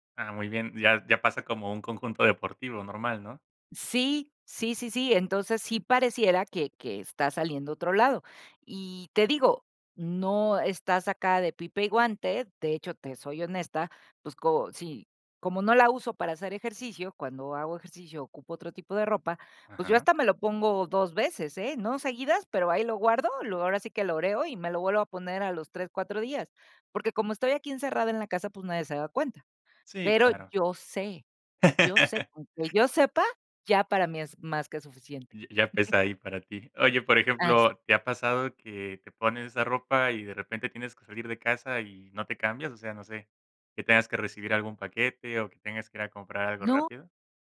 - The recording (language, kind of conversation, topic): Spanish, podcast, ¿Tienes prendas que usas según tu estado de ánimo?
- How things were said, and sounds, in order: laugh; other background noise